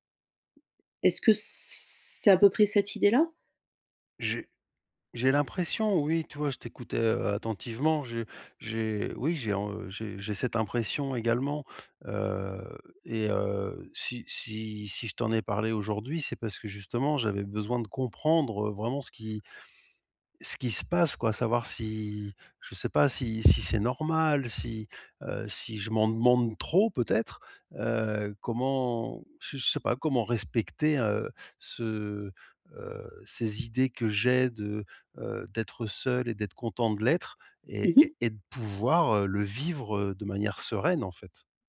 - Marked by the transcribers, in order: other background noise; teeth sucking; tapping
- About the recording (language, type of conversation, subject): French, advice, Pourquoi je n’ai pas d’énergie pour regarder ou lire le soir ?